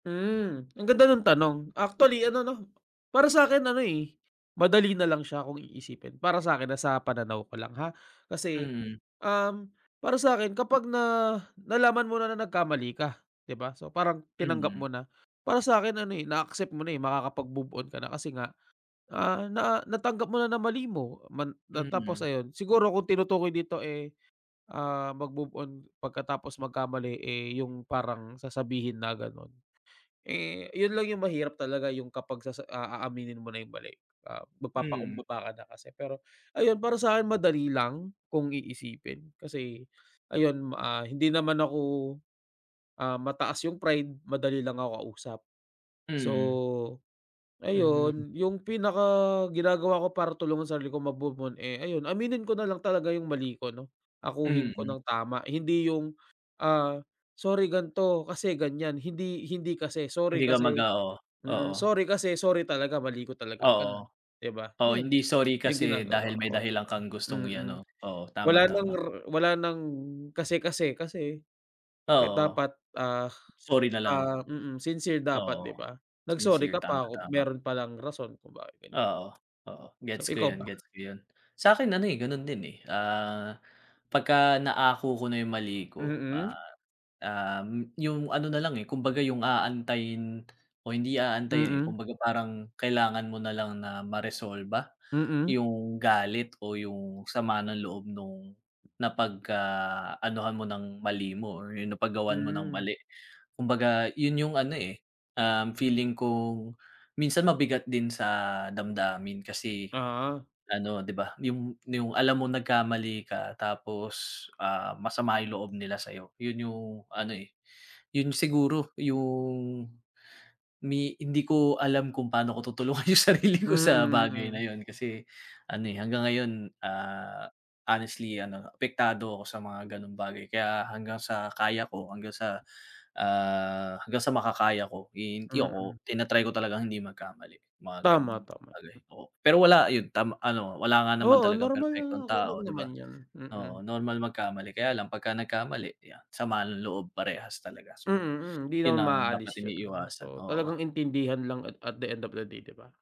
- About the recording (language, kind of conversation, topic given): Filipino, unstructured, Paano mo hinaharap ang mga pagkakamali mo?
- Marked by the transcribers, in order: other background noise; tapping